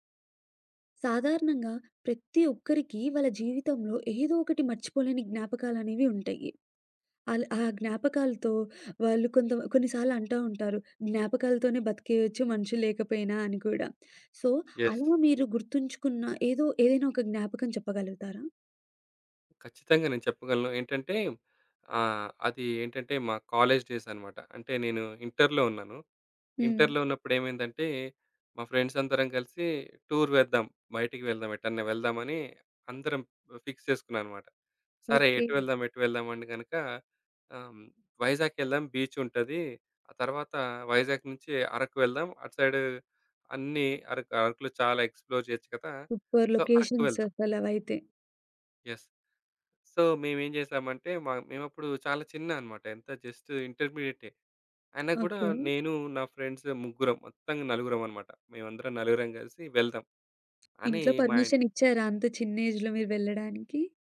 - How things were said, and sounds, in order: in English: "సో"; in English: "యెస్"; in English: "కాలేజ్ డేస్"; in English: "ఫ్రెండ్స్"; in English: "టూర్"; in English: "ఫిక్స్"; in English: "బీచ్"; in English: "ఎక్స్‌ప్లోర్"; in English: "సో"; in English: "సూపర్ లొకేషన్స్"; in English: "యెస్. సో"; in English: "జస్ట్"; tapping; in English: "ఫ్రెండ్స్"; in English: "పర్మిషన్"; in English: "ఏజ్‌లో"
- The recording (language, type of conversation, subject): Telugu, podcast, మీకు గుర్తుండిపోయిన ఒక జ్ఞాపకాన్ని చెప్పగలరా?